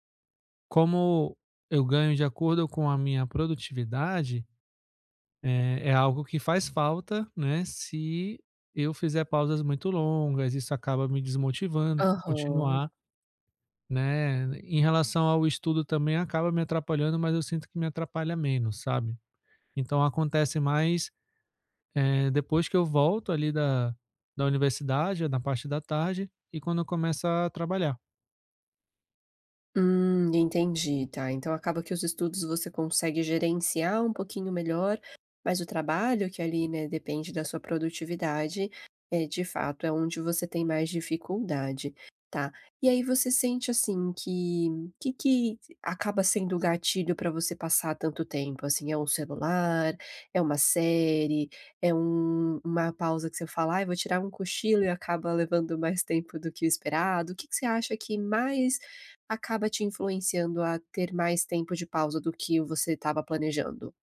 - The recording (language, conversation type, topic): Portuguese, advice, Como posso equilibrar pausas e produtividade ao longo do dia?
- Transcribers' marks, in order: none